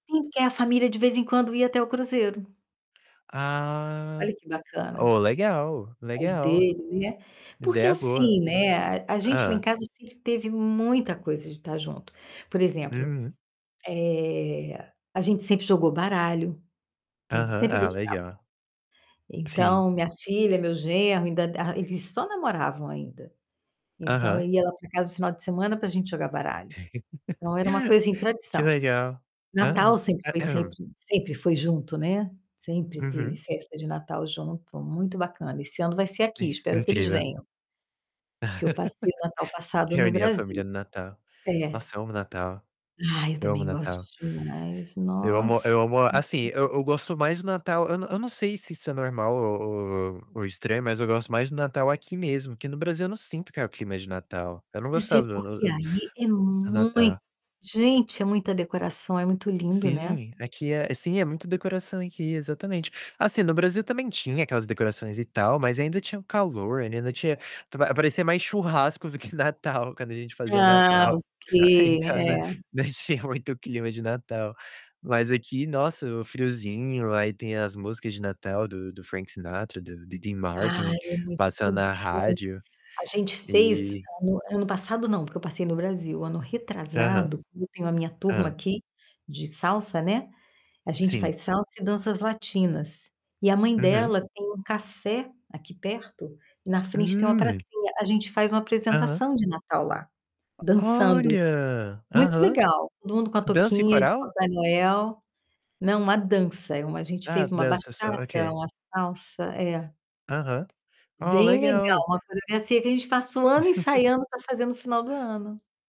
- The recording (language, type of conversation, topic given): Portuguese, unstructured, Como você costuma passar o tempo com sua família?
- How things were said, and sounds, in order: distorted speech; laugh; throat clearing; laugh; unintelligible speech; laughing while speaking: "Em casa não tinha"; tapping; laugh